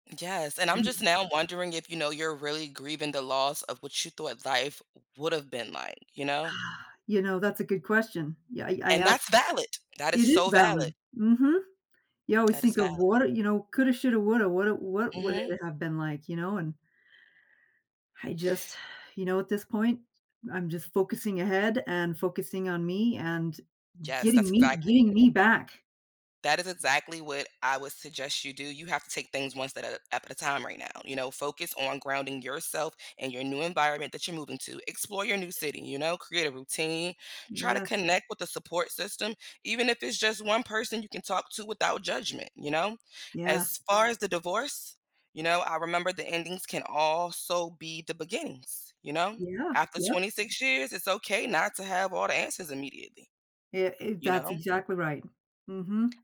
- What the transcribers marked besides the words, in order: sigh; stressed: "valid"; sigh
- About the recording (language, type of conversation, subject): English, advice, How do I adjust and build support after an unexpected move to a new city?